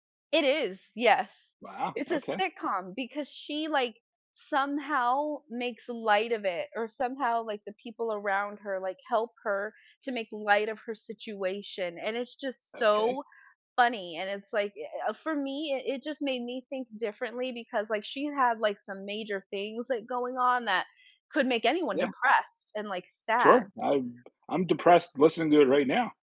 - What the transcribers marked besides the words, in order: none
- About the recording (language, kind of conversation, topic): English, unstructured, How can a TV show change your perspective on life or the world?